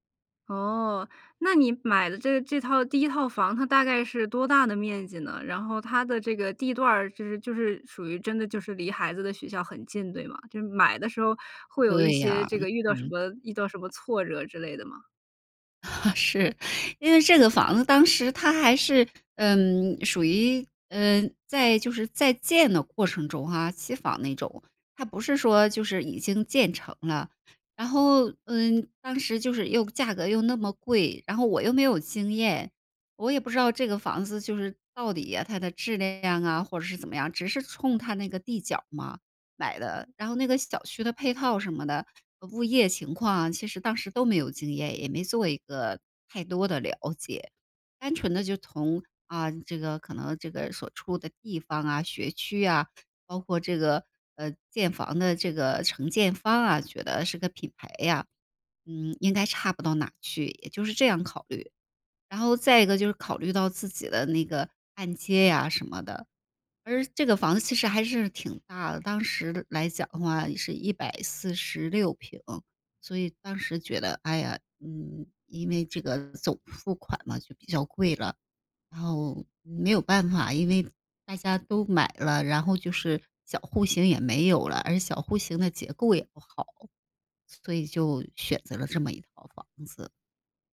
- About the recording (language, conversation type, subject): Chinese, podcast, 你第一次买房的心路历程是怎样？
- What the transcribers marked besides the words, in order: chuckle